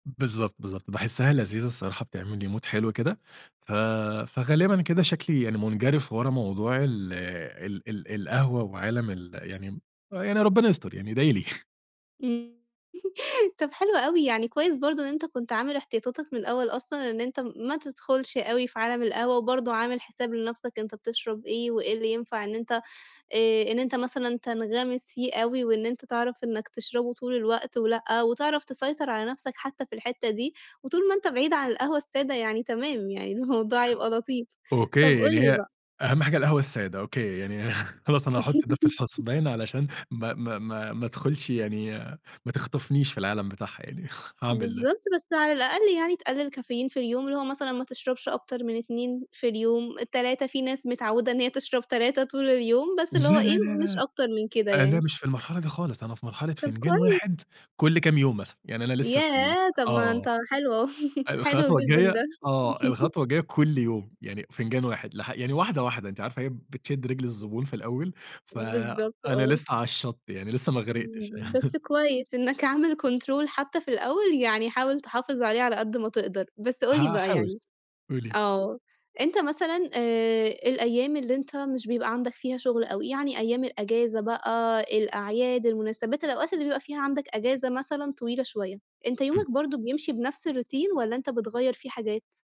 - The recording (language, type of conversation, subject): Arabic, podcast, إزاي بتبدأ يومك أول ما تصحى؟
- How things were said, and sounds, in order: in English: "Mood"; chuckle; laugh; chuckle; other background noise; chuckle; laugh; chuckle; laugh; chuckle; laughing while speaking: "إنك عامل"; in English: "Control"; in English: "الRoutine"